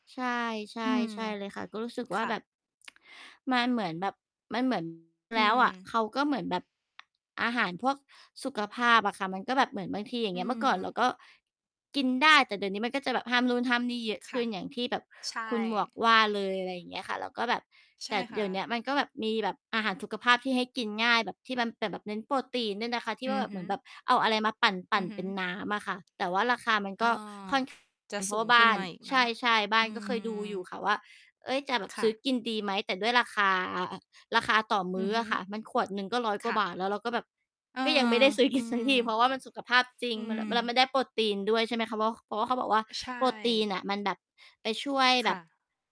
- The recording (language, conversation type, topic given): Thai, unstructured, ทำไมบางคนถึงไม่เห็นความสำคัญของการกินอาหารเพื่อสุขภาพ?
- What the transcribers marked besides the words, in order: tsk; distorted speech; tapping; laughing while speaking: "ซื้อกิน"